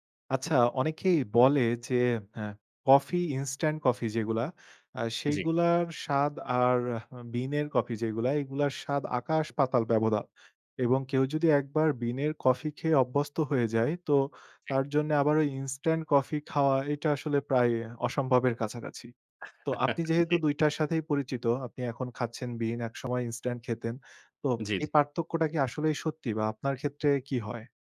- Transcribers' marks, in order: chuckle
- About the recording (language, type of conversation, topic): Bengali, podcast, কফি বা চা খাওয়া আপনার এনার্জিতে কী প্রভাব ফেলে?